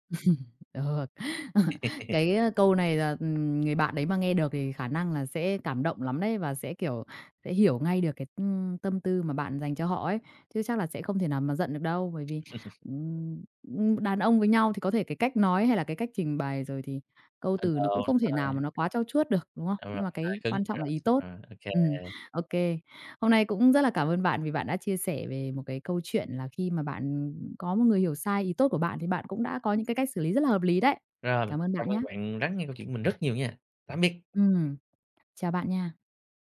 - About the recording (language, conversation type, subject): Vietnamese, podcast, Bạn nên làm gì khi người khác hiểu sai ý tốt của bạn?
- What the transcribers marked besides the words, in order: chuckle; tapping; laugh; laugh; unintelligible speech